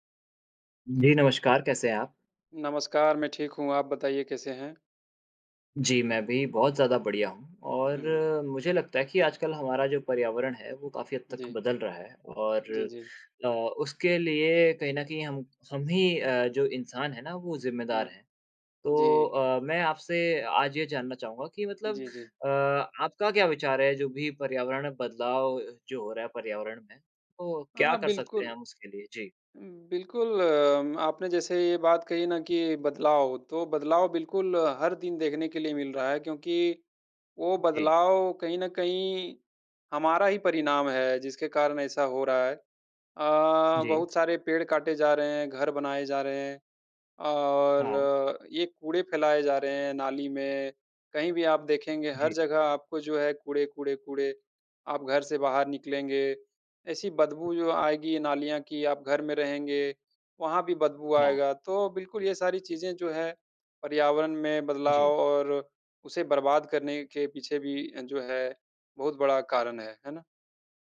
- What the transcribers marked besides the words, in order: none
- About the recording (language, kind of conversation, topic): Hindi, unstructured, आजकल के पर्यावरण परिवर्तन के बारे में आपका क्या विचार है?